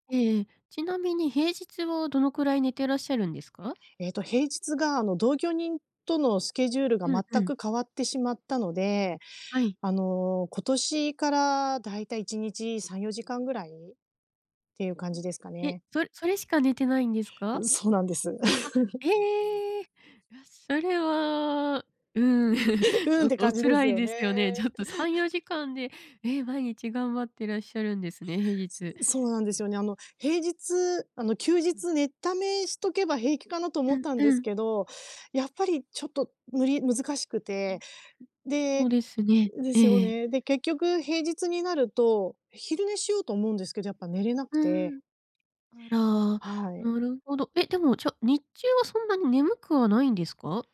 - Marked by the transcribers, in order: other noise; surprised: "ええ"; laugh; chuckle
- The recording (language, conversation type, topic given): Japanese, advice, 休日に寝だめしても疲れが取れないのはなぜですか？